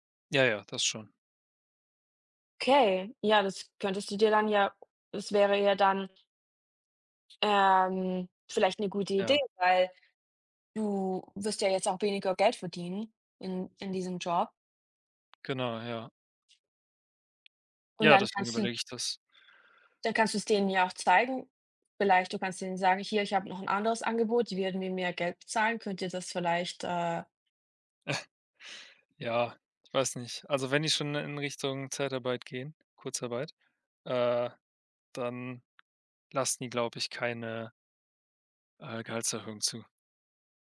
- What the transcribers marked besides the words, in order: chuckle
- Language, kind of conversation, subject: German, unstructured, Was war deine aufregendste Entdeckung auf einer Reise?